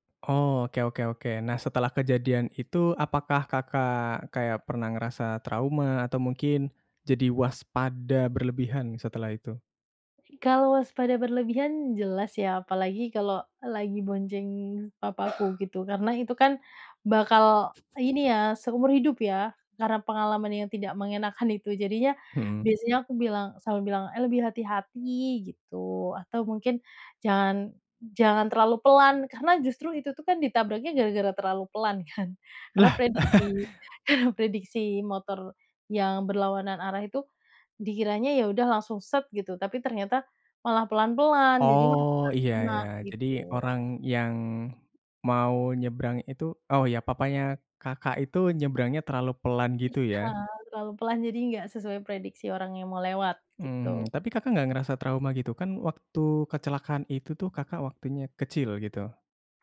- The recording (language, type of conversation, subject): Indonesian, podcast, Pernahkah Anda mengalami kecelakaan ringan saat berkendara, dan bagaimana ceritanya?
- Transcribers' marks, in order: laugh; chuckle